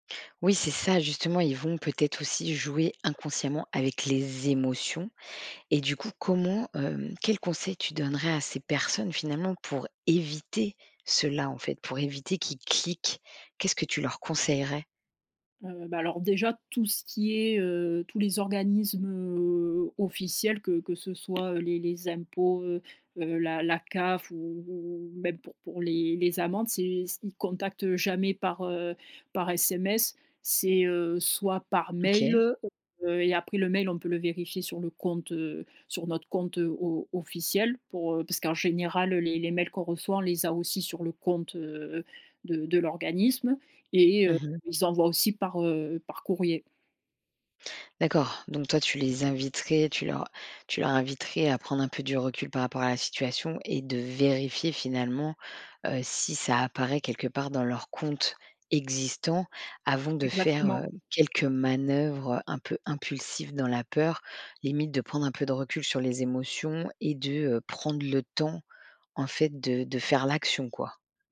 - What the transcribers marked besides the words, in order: stressed: "émotions"; stressed: "éviter"; tapping
- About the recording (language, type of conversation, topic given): French, podcast, Comment protéger facilement nos données personnelles, selon toi ?